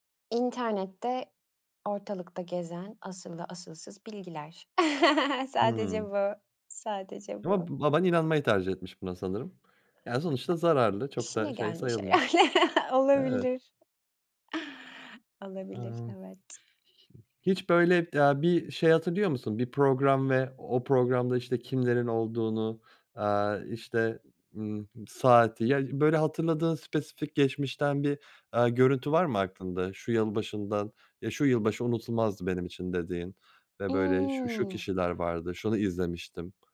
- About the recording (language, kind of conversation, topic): Turkish, podcast, Eski yılbaşı programlarından aklında kalan bir sahne var mı?
- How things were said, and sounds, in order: chuckle; laughing while speaking: "herhâlde"; unintelligible speech